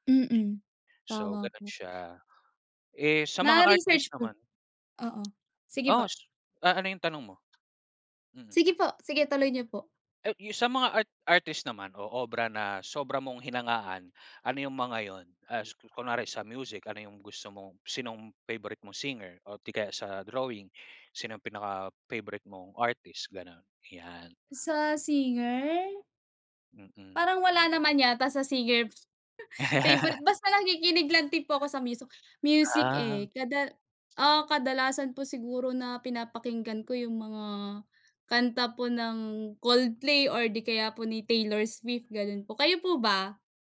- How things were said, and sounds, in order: tapping; laugh; other animal sound
- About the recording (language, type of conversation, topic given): Filipino, unstructured, Ano ang paborito mong klase ng sining at bakit?